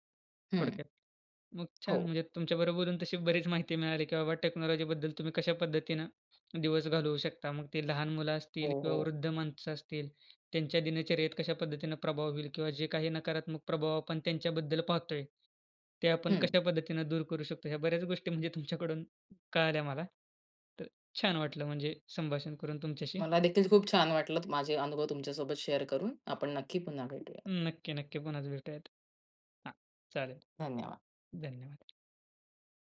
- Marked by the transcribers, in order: other background noise; tapping; in English: "टेक्नॉलॉजीबद्दल"; in English: "शेअर"
- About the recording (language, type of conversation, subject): Marathi, podcast, तंत्रज्ञानाशिवाय तुम्ही एक दिवस कसा घालवाल?